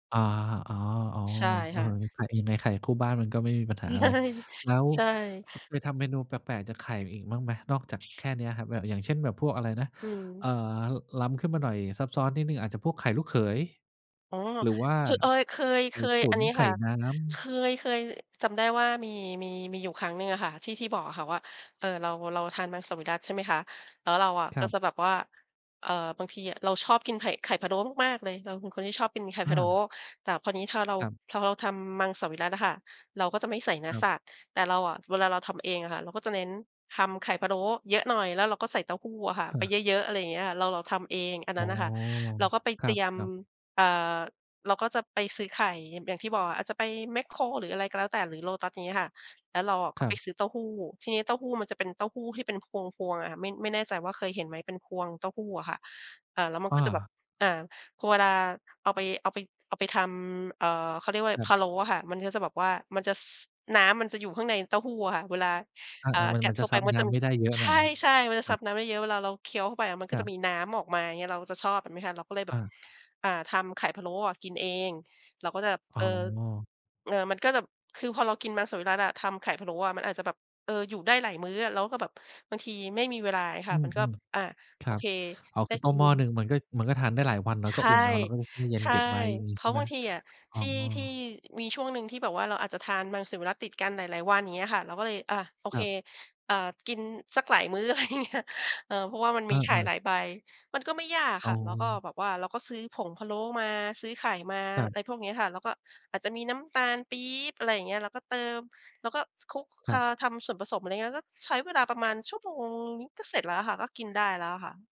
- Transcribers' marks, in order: other background noise; tapping; laughing while speaking: "ใช่"; laughing while speaking: "อะไรเงี้ย"
- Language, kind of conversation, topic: Thai, podcast, มีวัตถุดิบอะไรที่คุณต้องมีติดครัวไว้เสมอ และเอาไปทำเมนูอะไรได้บ้าง?